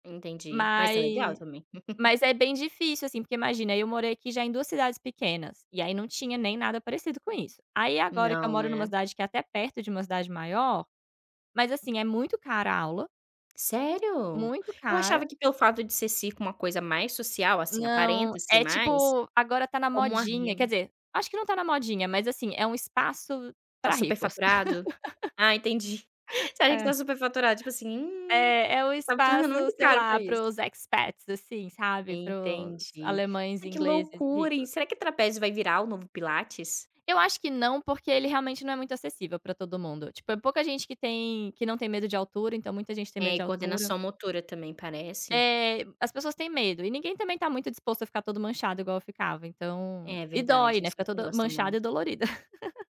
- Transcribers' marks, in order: chuckle; tapping; laugh; chuckle; laughing while speaking: "Sabe que, tá superfaturado, tipo assim"; in English: "experts"; laugh
- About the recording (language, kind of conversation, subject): Portuguese, unstructured, Como um hobby mudou a sua vida para melhor?